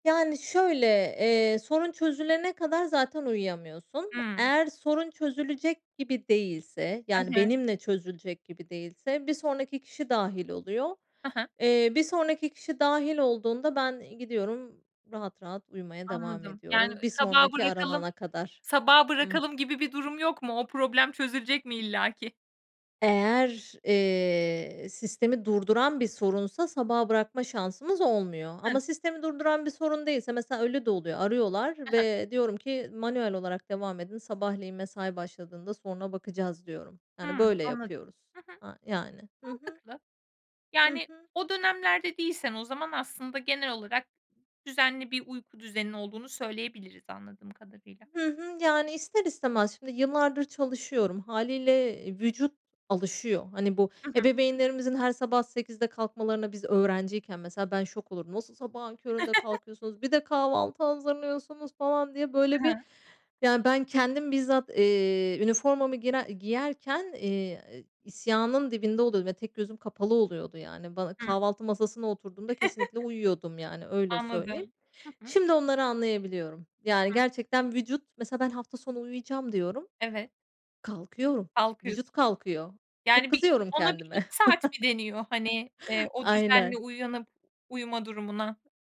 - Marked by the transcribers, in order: unintelligible speech; unintelligible speech; other background noise; tapping; chuckle; other noise; chuckle; unintelligible speech; chuckle
- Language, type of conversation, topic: Turkish, podcast, Telefonu gece kullanmak uyku düzenini nasıl etkiler?